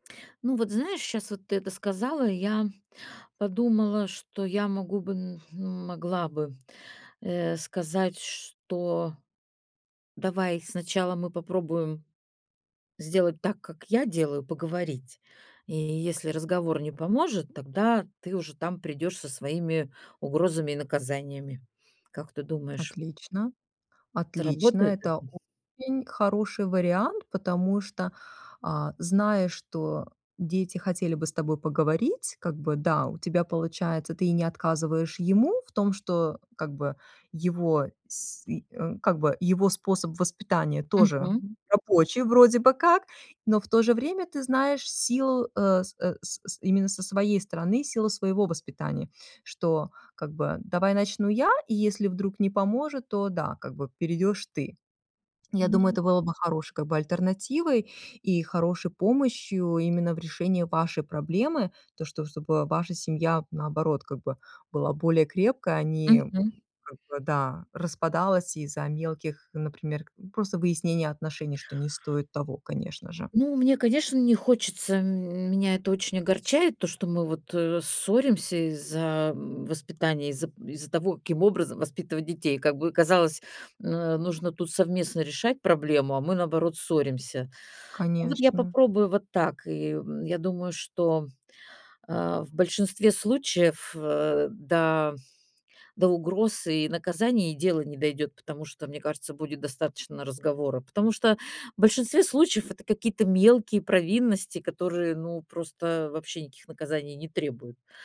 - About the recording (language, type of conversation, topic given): Russian, advice, Как нам с партнёром договориться о воспитании детей, если у нас разные взгляды?
- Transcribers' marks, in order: inhale; tapping